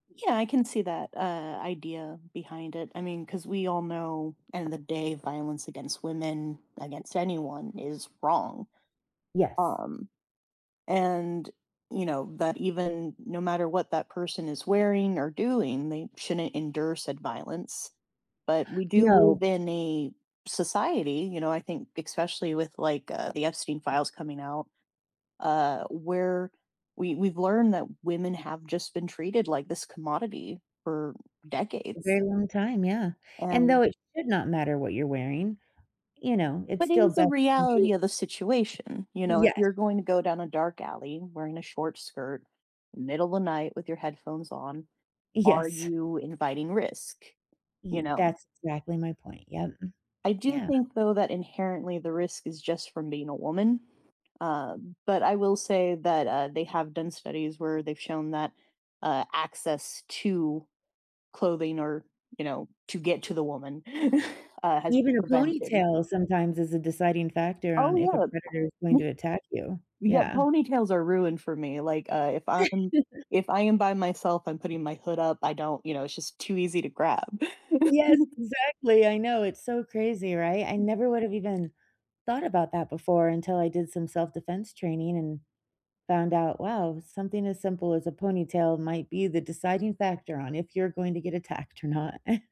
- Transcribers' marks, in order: tapping; other background noise; chuckle; chuckle; laugh; chuckle; chuckle; chuckle
- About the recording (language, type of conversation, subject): English, unstructured, Can doing the wrong thing for the right reason ever be okay?
- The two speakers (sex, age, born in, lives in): female, 35-39, United States, United States; female, 45-49, United States, United States